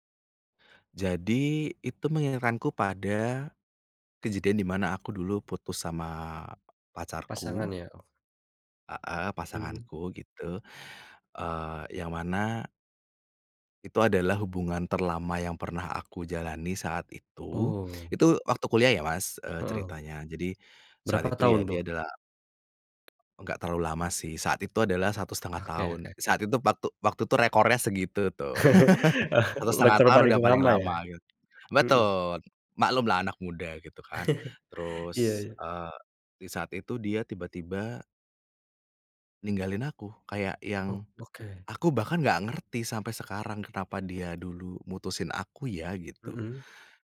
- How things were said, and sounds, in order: other background noise; tapping; laugh; laugh
- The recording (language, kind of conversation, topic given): Indonesian, podcast, Lagu apa yang selalu bikin kamu baper, dan kenapa?